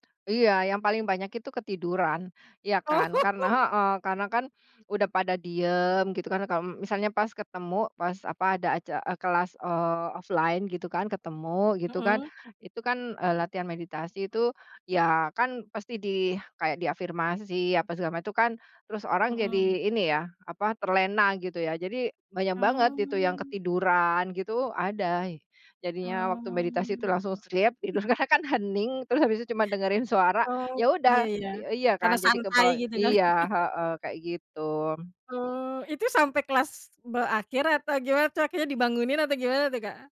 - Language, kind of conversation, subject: Indonesian, podcast, Bagaimana meditasi membantu Anda mengatasi stres?
- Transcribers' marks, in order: laughing while speaking: "Oh"; in English: "offline"; drawn out: "Mmm"; in English: "sleep"; chuckle; laughing while speaking: "itu karena"; chuckle